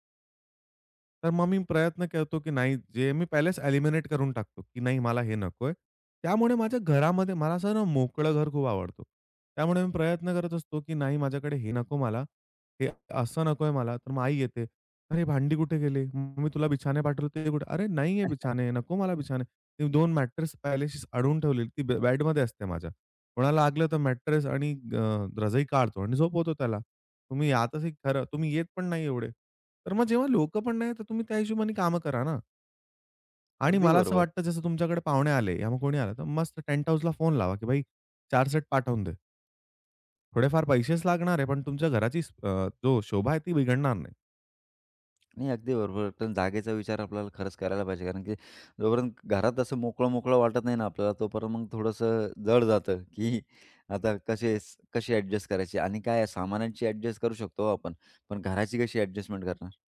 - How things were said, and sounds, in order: other background noise; chuckle; tapping
- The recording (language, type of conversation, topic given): Marathi, podcast, घरात जागा कमी असताना घराची मांडणी आणि व्यवस्थापन तुम्ही कसे करता?